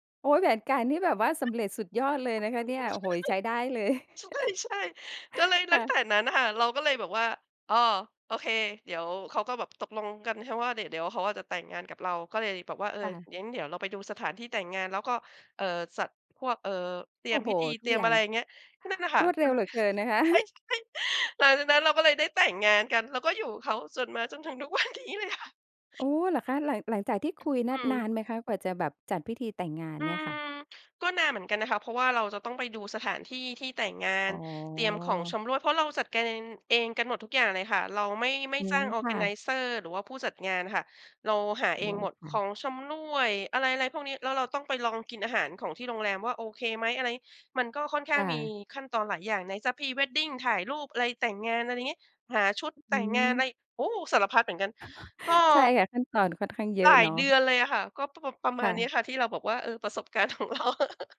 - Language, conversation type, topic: Thai, podcast, ประสบการณ์ชีวิตแต่งงานของคุณเป็นอย่างไร เล่าให้ฟังได้ไหม?
- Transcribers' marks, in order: chuckle; "ตั้ง" said as "ลั้ง"; chuckle; laughing while speaking: "ใช่ ๆ"; laughing while speaking: "ทุกวันนี้เลยค่ะ"; other background noise; tapping; in English: "Pre Wedding"; chuckle; laughing while speaking: "ของเรา"; chuckle